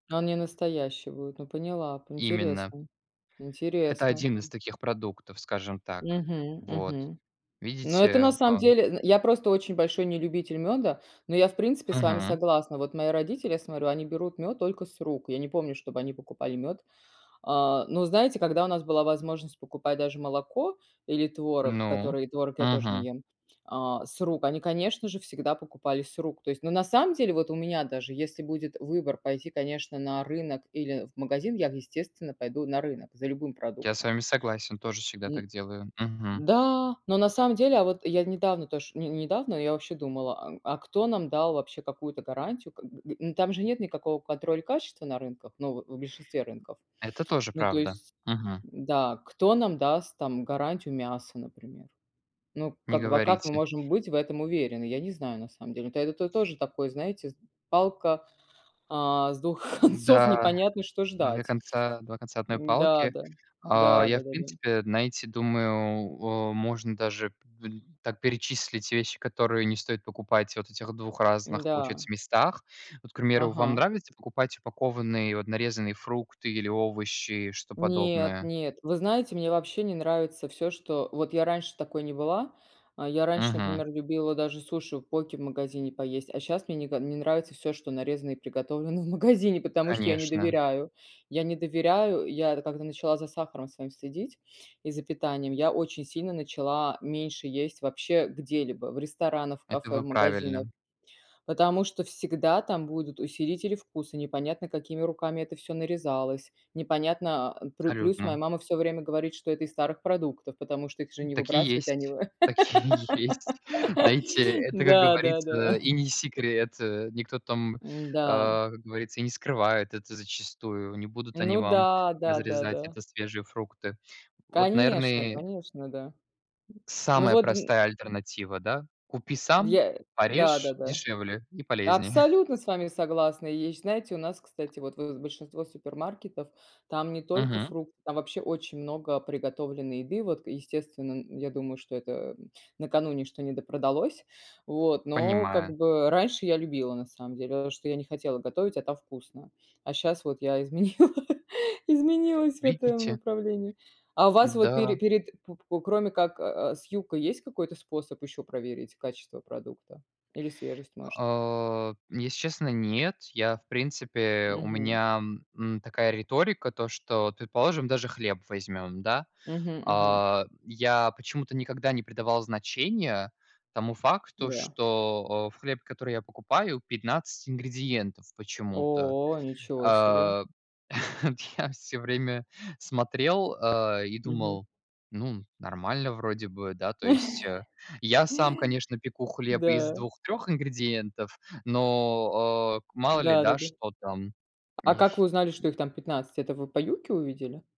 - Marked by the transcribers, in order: other background noise; laughing while speaking: "концов"; laughing while speaking: "в магазине"; laughing while speaking: "Так и есть"; laugh; laughing while speaking: "да"; chuckle; laughing while speaking: "изменила"; chuckle; laughing while speaking: "Я"; tapping; chuckle; laughing while speaking: "в ней"
- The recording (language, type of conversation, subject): Russian, unstructured, Насколько, по-вашему, безопасны продукты из обычных магазинов?